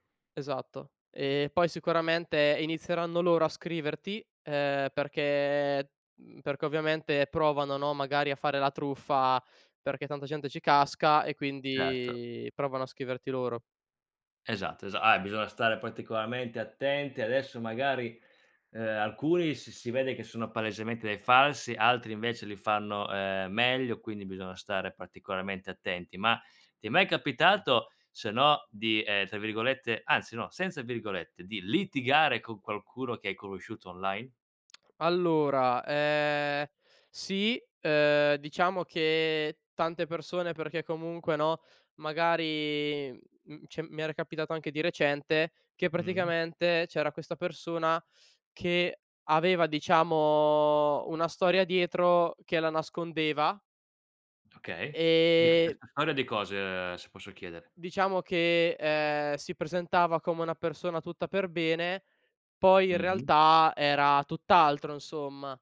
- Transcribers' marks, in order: lip smack; "cioè" said as "ceh"; unintelligible speech
- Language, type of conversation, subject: Italian, podcast, Come costruire fiducia online, sui social o nelle chat?